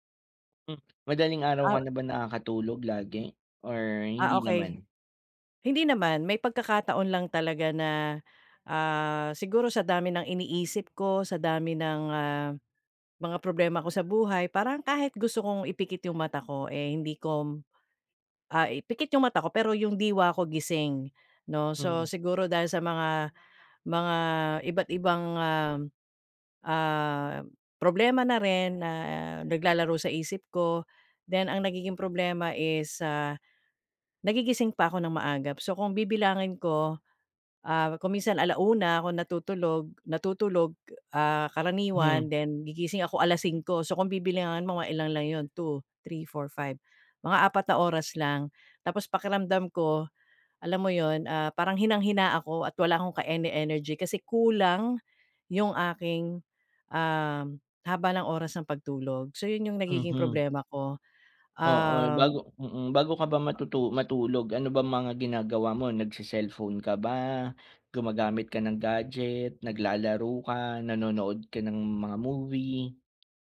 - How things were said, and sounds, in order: drawn out: "ah"; other background noise; tapping; stressed: "kulang"
- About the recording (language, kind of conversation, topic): Filipino, advice, Paano ako makakabuo ng simpleng ritwal bago matulog para mas gumanda ang tulog ko?